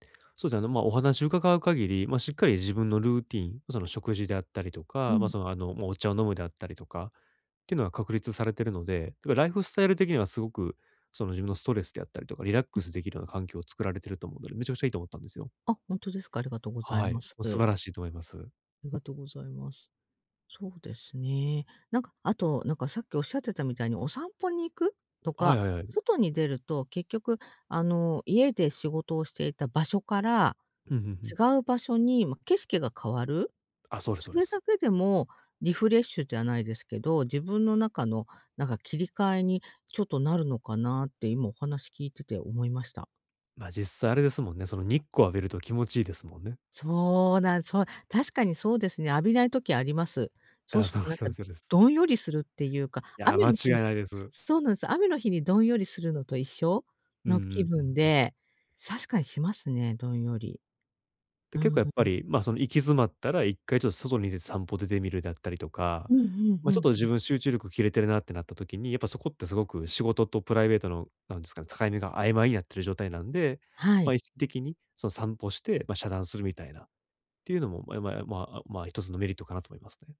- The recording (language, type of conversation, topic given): Japanese, advice, 睡眠の質を高めて朝にもっと元気に起きるには、どんな習慣を見直せばいいですか？
- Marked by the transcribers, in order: none